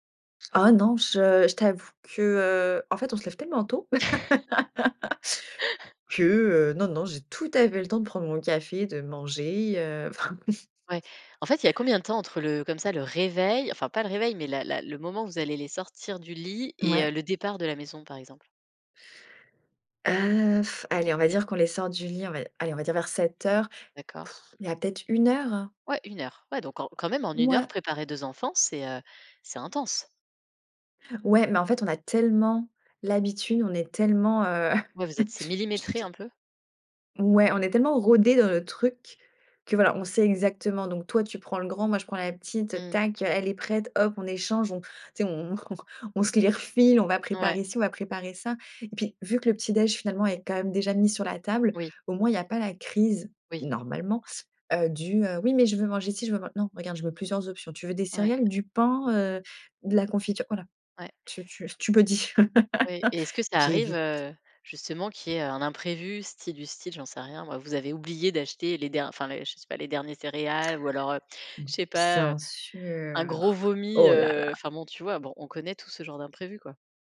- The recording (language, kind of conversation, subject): French, podcast, Comment vous organisez-vous les matins où tout doit aller vite avant l’école ?
- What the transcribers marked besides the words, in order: chuckle; laugh; chuckle; stressed: "réveil"; blowing; blowing; chuckle; other background noise; stressed: "normalement"; laugh; stressed: "J'évite"; drawn out: "Bien sûr"